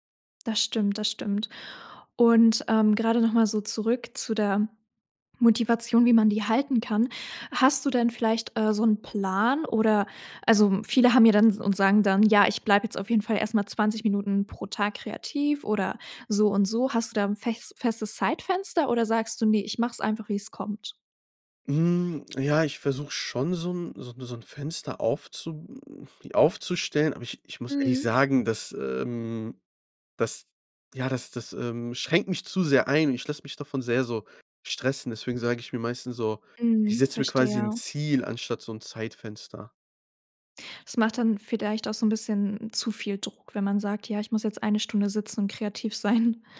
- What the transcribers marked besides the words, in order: other noise; laughing while speaking: "sein"
- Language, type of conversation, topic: German, podcast, Wie bewahrst du dir langfristig die Freude am kreativen Schaffen?